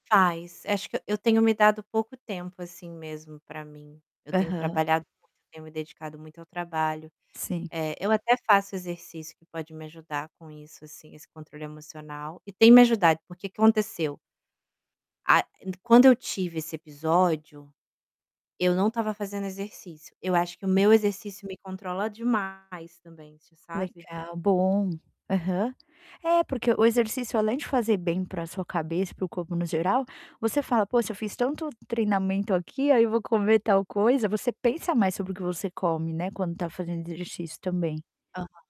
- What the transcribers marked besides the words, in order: static; distorted speech; tapping; other background noise
- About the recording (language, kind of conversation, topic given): Portuguese, advice, Como posso lidar com a vontade de comer por emoção quando estou estressado ou triste e me sinto fora de controle?